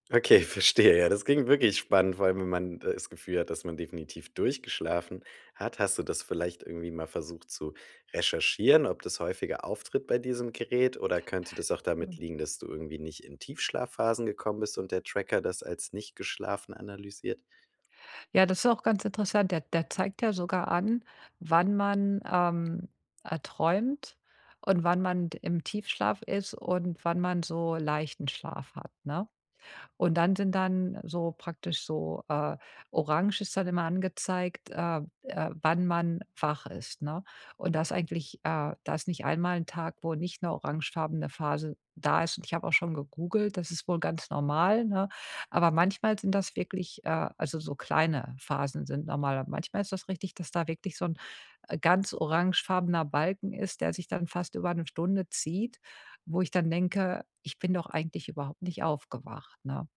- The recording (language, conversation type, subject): German, advice, Wie kann ich Tracking-Routinen starten und beibehalten, ohne mich zu überfordern?
- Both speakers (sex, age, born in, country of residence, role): female, 50-54, Germany, United States, user; male, 35-39, Germany, Germany, advisor
- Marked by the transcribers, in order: laughing while speaking: "Okay, verstehe"